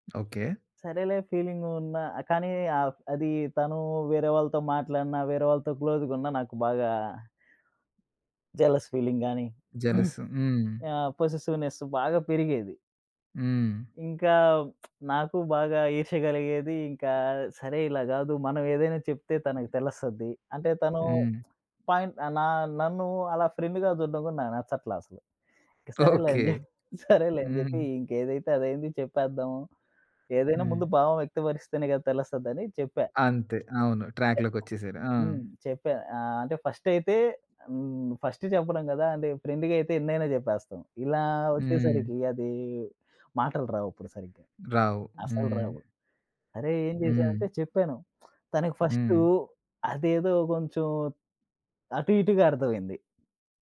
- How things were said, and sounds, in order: in English: "క్లోజ్‌గున్న"; in English: "జలస్ ఫీలింగ్"; grunt; in English: "పొసెసివ్‌నెస్స్"; lip smack; other background noise; lip smack; in English: "పాయింట్"; in English: "ఫ్రెండ్‌గా"; giggle; in English: "ట్రాక్‌లోకొచ్చేసారు"; in English: "ఫస్ట్"; in English: "ఫస్ట్"; in English: "ఫ్రెండ్‌గా"; lip smack
- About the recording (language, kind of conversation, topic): Telugu, podcast, సంబంధాల్లో మీ భావాలను సహజంగా, స్పష్టంగా ఎలా వ్యక్తపరుస్తారు?